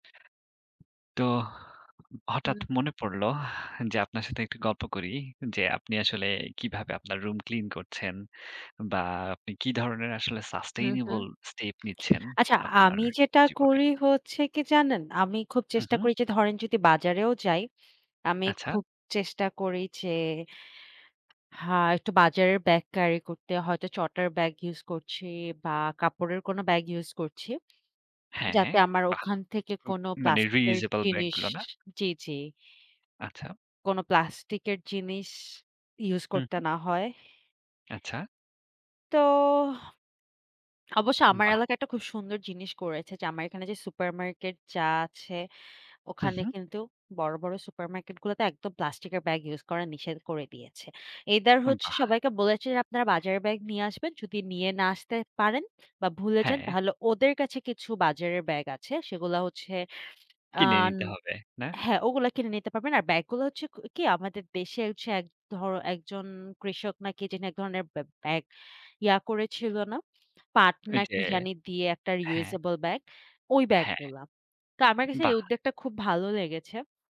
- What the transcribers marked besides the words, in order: in English: "reusable"; in English: "Either"; in English: "reusable"
- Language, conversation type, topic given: Bengali, unstructured, আপনি কীভাবে আবর্জনা কমাতে সহায়তা করতে পারেন?